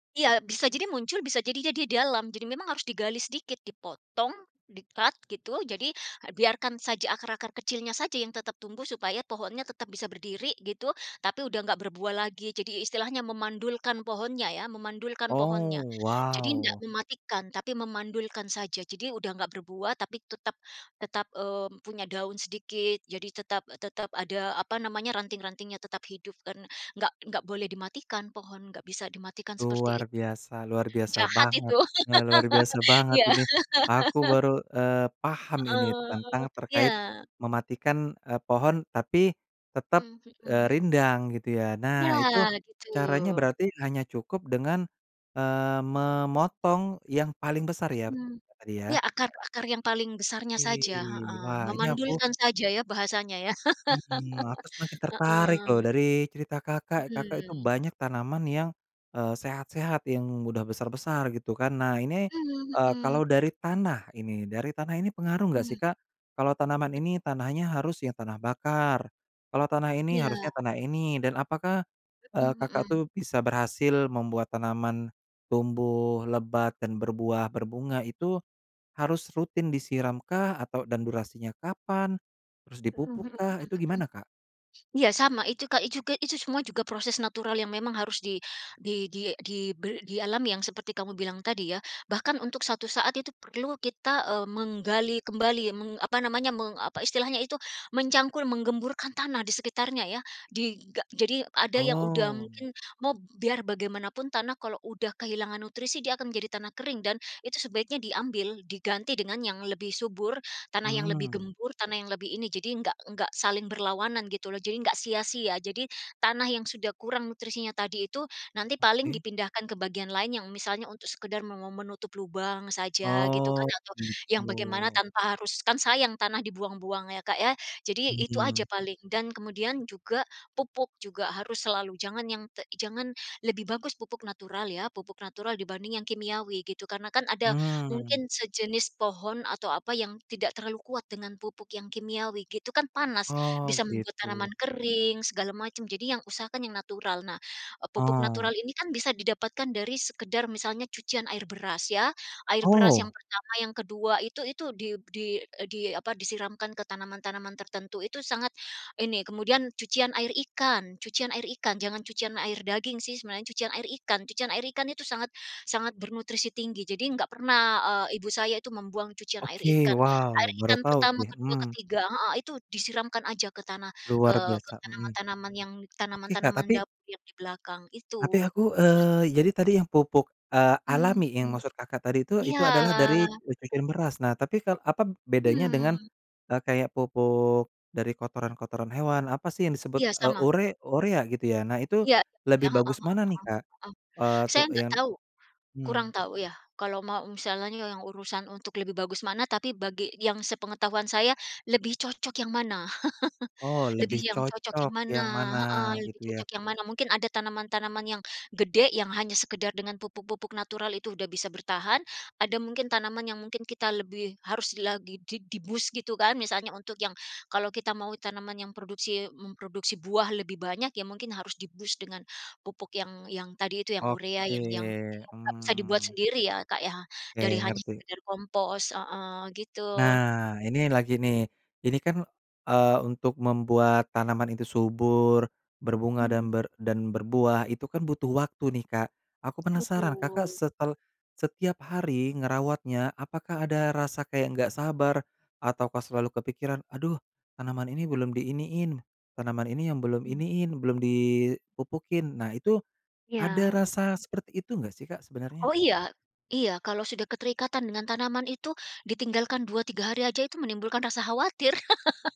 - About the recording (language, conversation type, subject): Indonesian, podcast, Kenapa kamu tertarik mulai berkebun, dan bagaimana caranya?
- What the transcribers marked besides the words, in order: in English: "di-cut"; laugh; laugh; unintelligible speech; chuckle; in English: "di-boost"; in English: "di-boost"; unintelligible speech; tapping; laugh